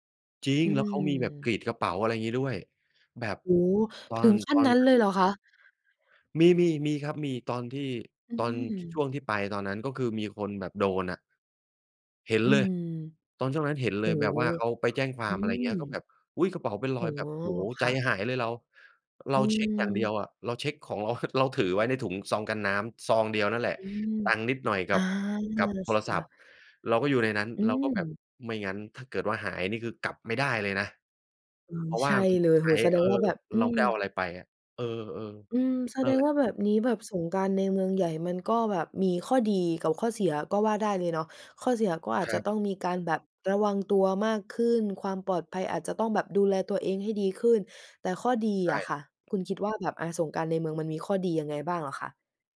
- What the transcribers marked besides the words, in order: chuckle; other background noise
- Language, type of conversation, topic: Thai, podcast, เทศกาลไหนที่คุณเฝ้ารอทุกปี?